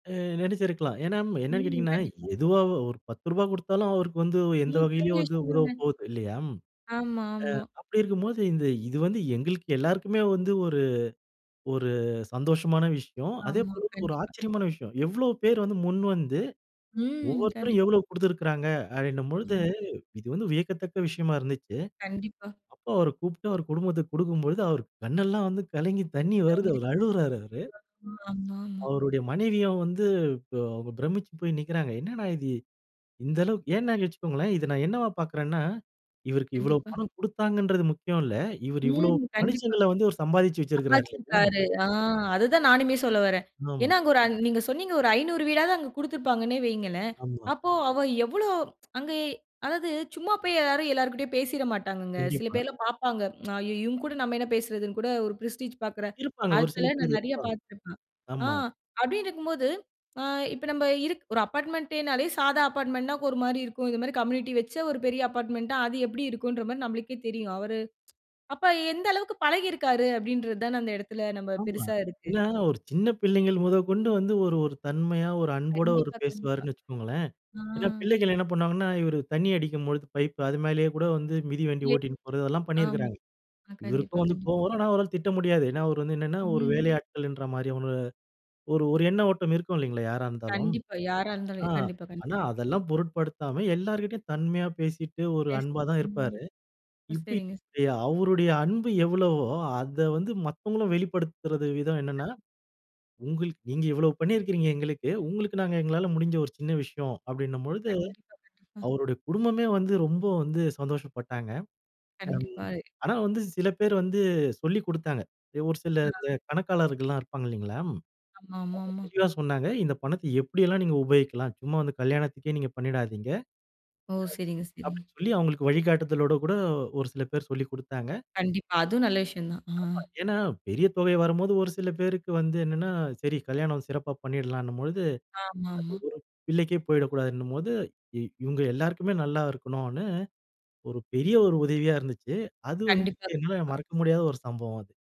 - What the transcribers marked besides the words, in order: unintelligible speech; unintelligible speech; other noise; unintelligible speech; unintelligible speech; tsk; tsk; in English: "பிரெஸ்டிஜ்"; in English: "கம்யூனிட்டி"; tsk; unintelligible speech; other background noise
- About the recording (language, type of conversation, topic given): Tamil, podcast, அனைவரும் ஒன்றிணைந்து ஒருவருக்கு உதவிய நினைவில் நிற்கும் சம்பவம் எது?
- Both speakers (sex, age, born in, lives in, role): female, 25-29, India, India, host; male, 40-44, India, India, guest